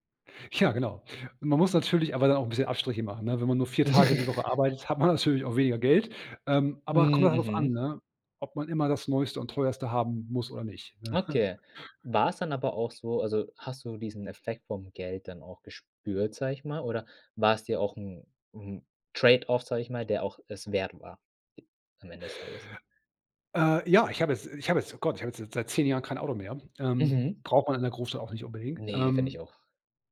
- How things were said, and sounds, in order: giggle; laughing while speaking: "ne?"; in English: "Trade-Off"
- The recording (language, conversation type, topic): German, podcast, Welche Erfahrung hat deine Prioritäten zwischen Arbeit und Leben verändert?